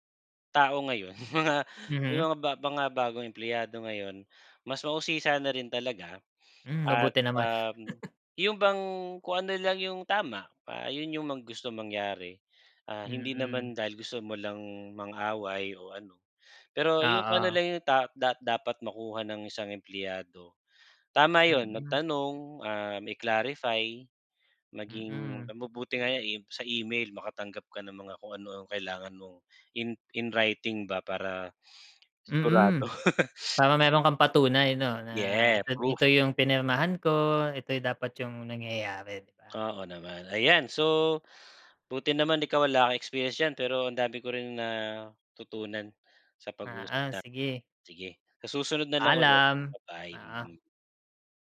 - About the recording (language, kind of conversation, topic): Filipino, unstructured, Ano ang palagay mo sa overtime na hindi binabayaran nang tama?
- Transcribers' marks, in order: laughing while speaking: "mga"; chuckle; laugh; sniff